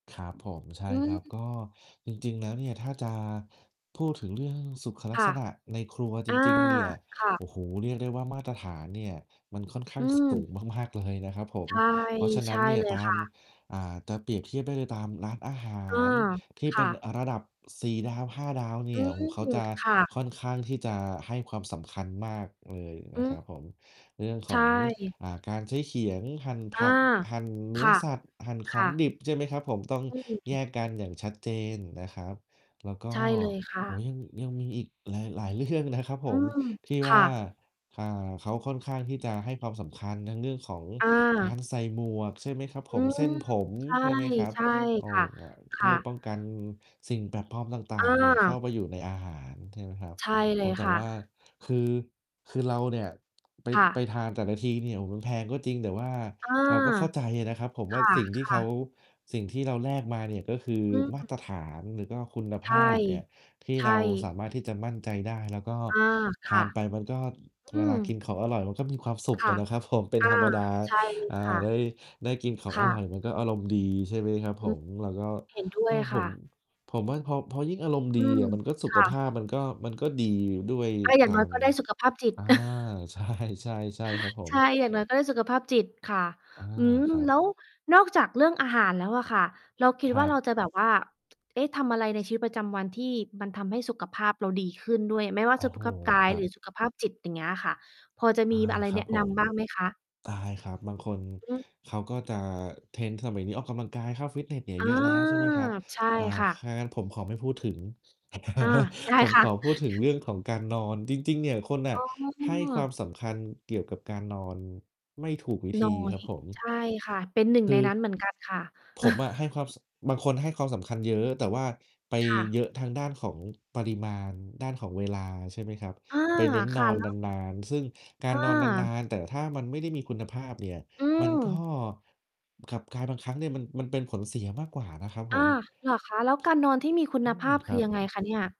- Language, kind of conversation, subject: Thai, unstructured, คุณคิดว่าสุขภาพสำคัญต่อชีวิตประจำวันอย่างไร?
- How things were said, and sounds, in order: distorted speech; mechanical hum; "จะ" said as "ตะ"; tapping; laughing while speaking: "เรื่อง"; laugh; laugh; chuckle; laugh